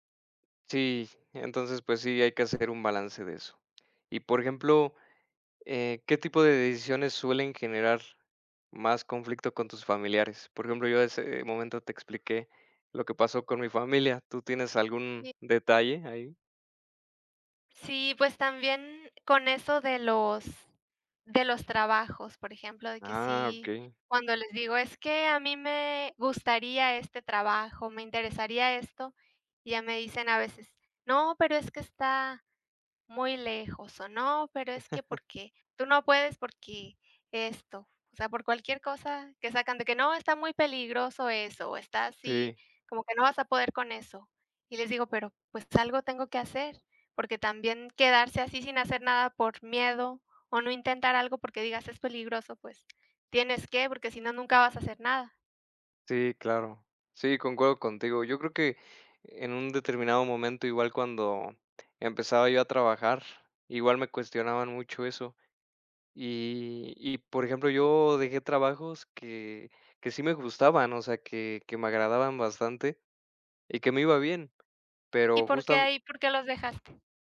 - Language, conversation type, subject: Spanish, unstructured, ¿Cómo reaccionas si un familiar no respeta tus decisiones?
- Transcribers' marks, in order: other background noise; chuckle